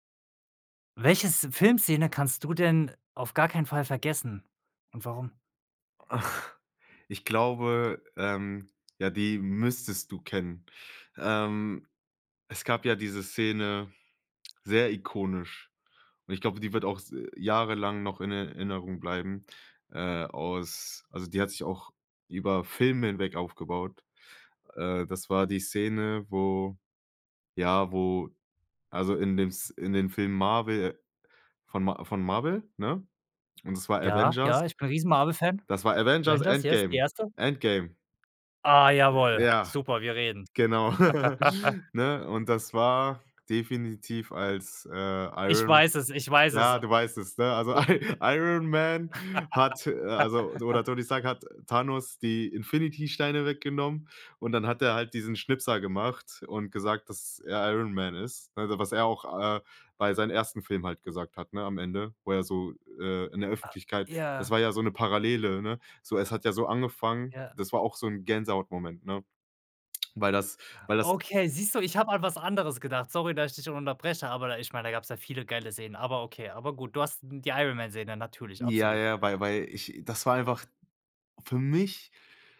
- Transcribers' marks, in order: other noise; chuckle; laugh; laughing while speaking: "Also"; laughing while speaking: "Iron Man"; laugh; other background noise; "einfach" said as "einfacht"
- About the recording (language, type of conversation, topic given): German, podcast, Welche Filmszene kannst du nie vergessen, und warum?